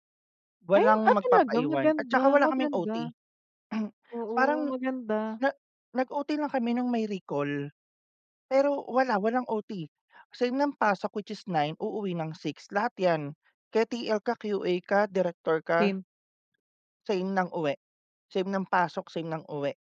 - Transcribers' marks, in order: throat clearing
- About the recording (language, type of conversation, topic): Filipino, unstructured, Ano ang mga dahilan kung bakit mo gusto ang trabaho mo?
- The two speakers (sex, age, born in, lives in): female, 30-34, United Arab Emirates, Philippines; male, 30-34, Philippines, Philippines